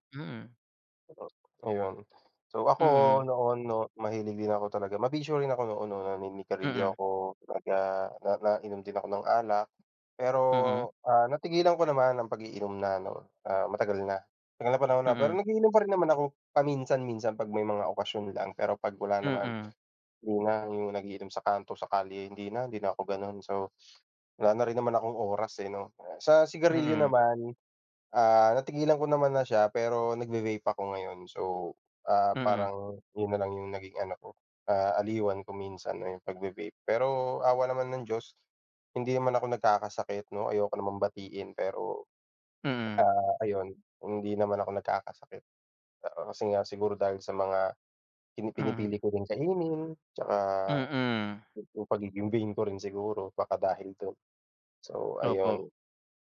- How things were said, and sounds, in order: tapping; in English: "vain"
- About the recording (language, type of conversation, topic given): Filipino, unstructured, Paano mo pinoprotektahan ang iyong katawan laban sa sakit araw-araw?